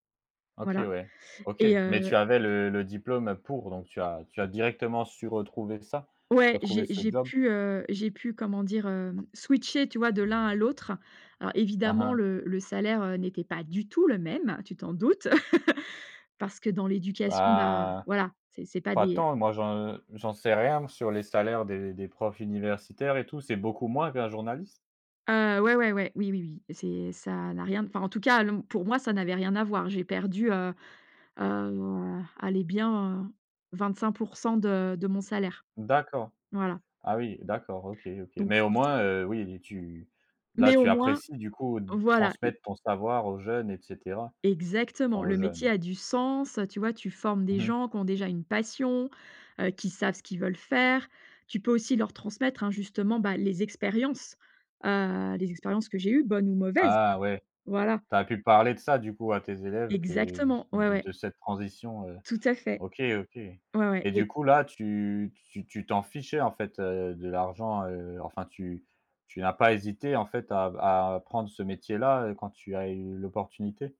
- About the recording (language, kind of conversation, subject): French, podcast, Comment trouves-tu l’équilibre entre le sens et l’argent ?
- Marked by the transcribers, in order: tapping; in English: "switcher"; stressed: "du tout"; laugh; drawn out: "Bah"; drawn out: "heu"; stressed: "sens"